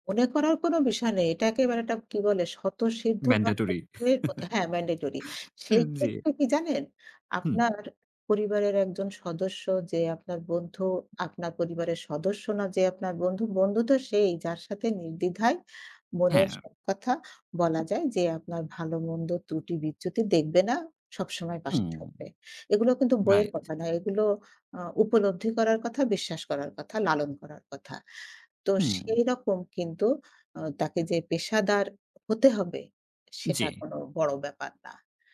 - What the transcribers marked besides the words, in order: in English: "ম্যান্ডেটরি"; unintelligible speech; chuckle; in English: "ম্যান্ডেটরি"
- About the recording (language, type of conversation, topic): Bengali, podcast, তুমি মানসিক স্বাস্থ্য নিয়ে লজ্জা বা অবমাননার মুখে পড়লে কীভাবে মোকাবিলা করো?